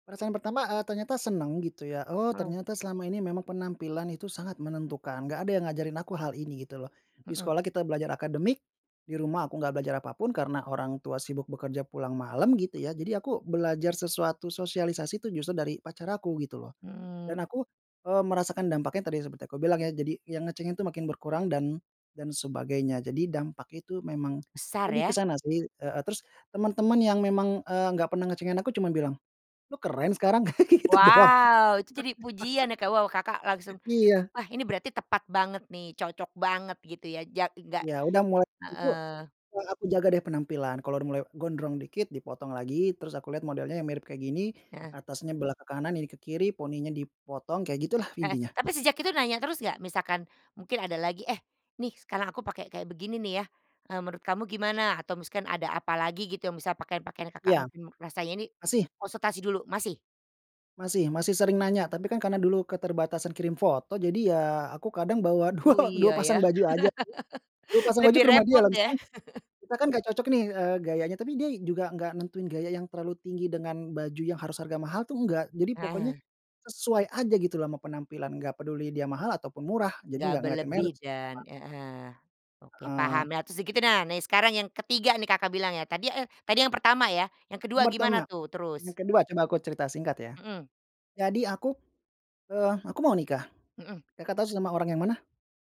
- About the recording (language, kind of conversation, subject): Indonesian, podcast, Ceritakan momen yang benar-benar mengubah hidupmu?
- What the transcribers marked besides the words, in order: other background noise; laughing while speaking: "kayak gitu doang"; laugh; laugh; chuckle